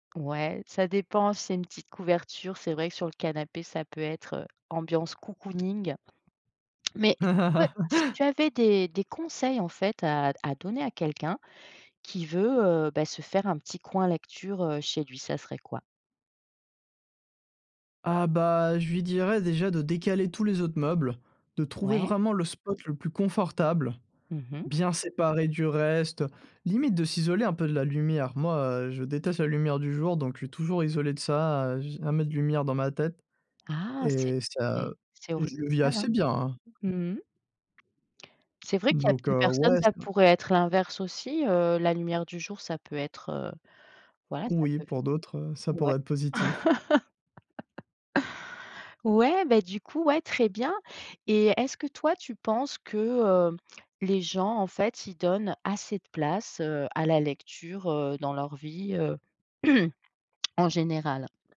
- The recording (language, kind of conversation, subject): French, podcast, Comment aménager chez vous un coin lecture ou détente agréable ?
- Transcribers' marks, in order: stressed: "cocooning"; laugh; stressed: "confortable"; tapping; other background noise; laugh; throat clearing